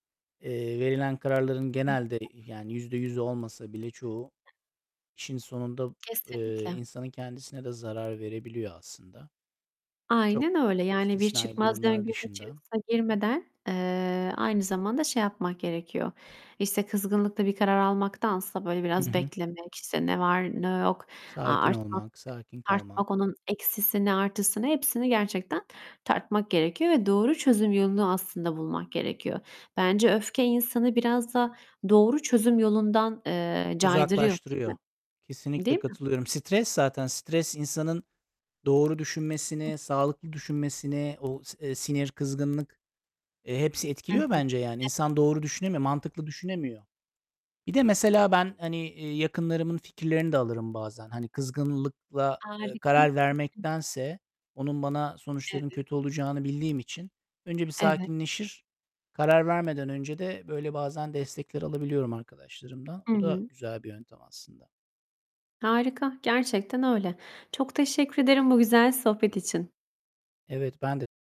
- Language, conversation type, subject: Turkish, unstructured, Kızgınlıkla verilen kararların sonuçları ne olur?
- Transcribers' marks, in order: distorted speech; other noise; other background noise